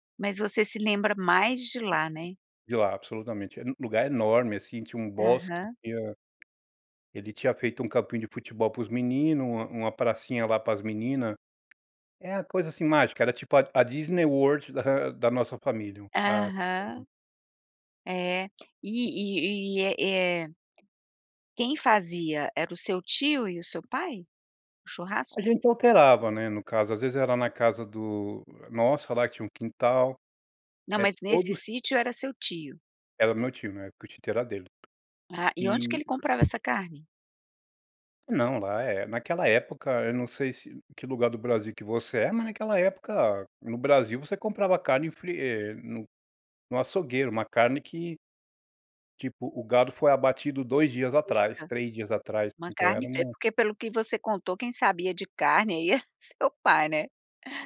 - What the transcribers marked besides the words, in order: tapping; unintelligible speech; laughing while speaking: "aí é seu pai"
- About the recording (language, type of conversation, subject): Portuguese, podcast, Qual era um ritual à mesa na sua infância?